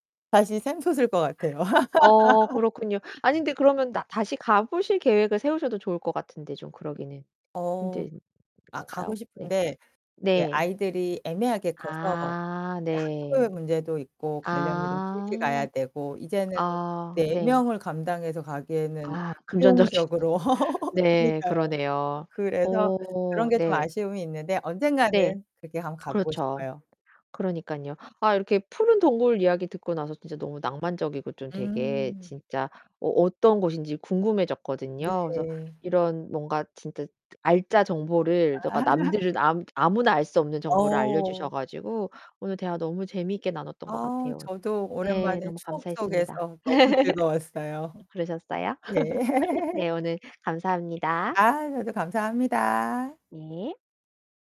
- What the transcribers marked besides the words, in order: laugh; static; tapping; distorted speech; other background noise; laughing while speaking: "금전적인"; laugh; laugh; laugh; laughing while speaking: "예"; laugh
- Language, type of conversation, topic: Korean, podcast, 여행 중 가장 기억에 남는 순간은 언제였나요?